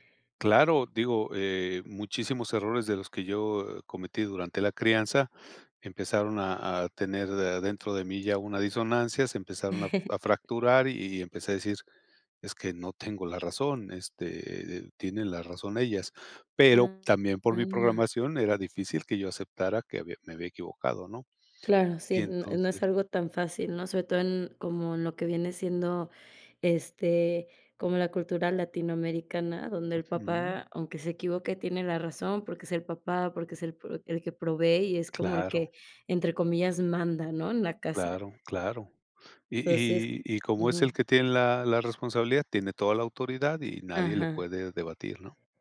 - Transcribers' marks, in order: chuckle
- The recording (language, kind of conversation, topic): Spanish, podcast, ¿Por qué crees que la comunicación entre generaciones es difícil?